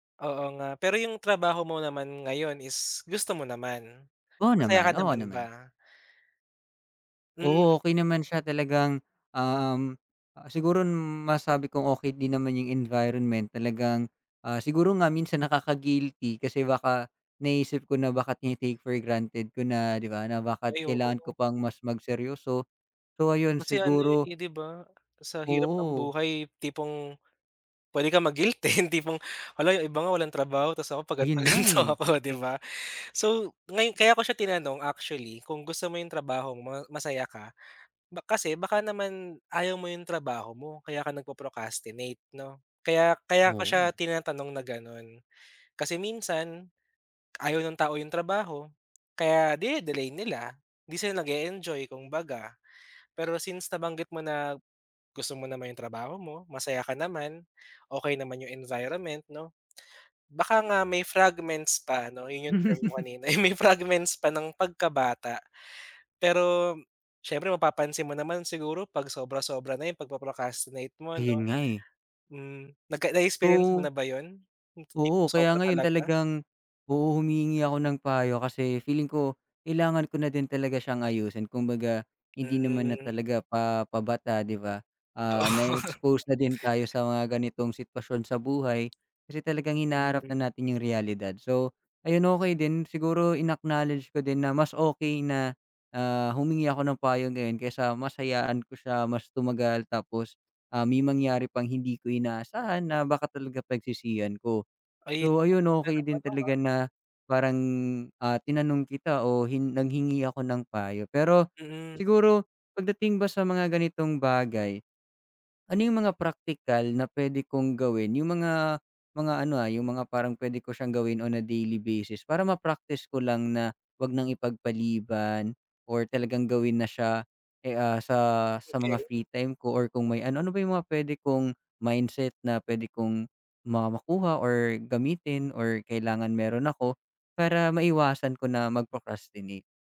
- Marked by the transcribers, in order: tapping; other background noise; laugh
- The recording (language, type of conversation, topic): Filipino, advice, Bakit lagi mong ipinagpapaliban ang mga gawain sa trabaho o mga takdang-aralin, at ano ang kadalasang pumipigil sa iyo na simulan ang mga ito?